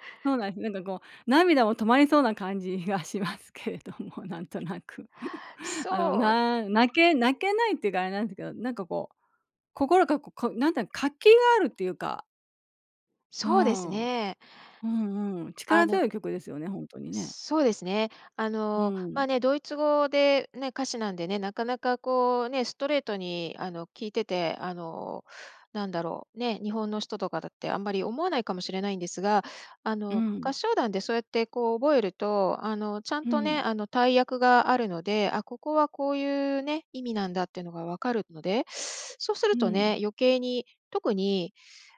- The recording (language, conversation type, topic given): Japanese, podcast, 人生の最期に流したい「エンディング曲」は何ですか？
- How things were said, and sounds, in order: laughing while speaking: "がしますけれども、なんとなく"; laugh